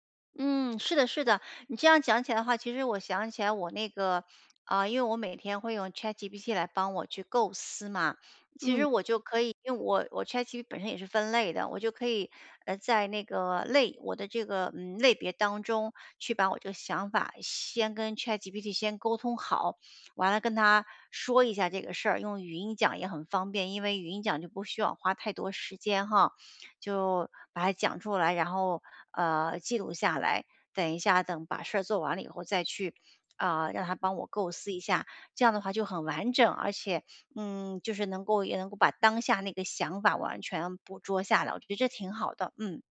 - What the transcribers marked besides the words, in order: none
- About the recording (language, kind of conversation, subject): Chinese, advice, 我怎样把突发的灵感变成结构化且有用的记录？